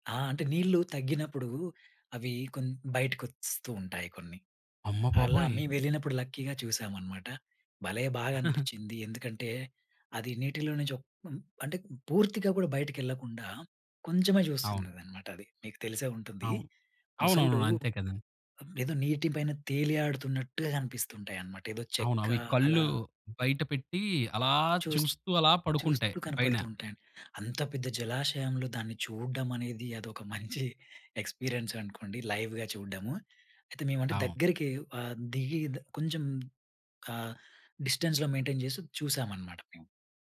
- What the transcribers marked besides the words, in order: chuckle; other noise; tapping; in English: "ఎక్స్పీరియన్స్"; in English: "లైవ్‌గా"; in English: "డిస్టెన్స్‌లో మెయింటైన్"
- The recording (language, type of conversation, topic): Telugu, podcast, కాలేజీ లేదా పాఠశాల రోజుల్లో మీరు చేసిన గ్రూప్ ప్రయాణం గురించి చెప్పగలరా?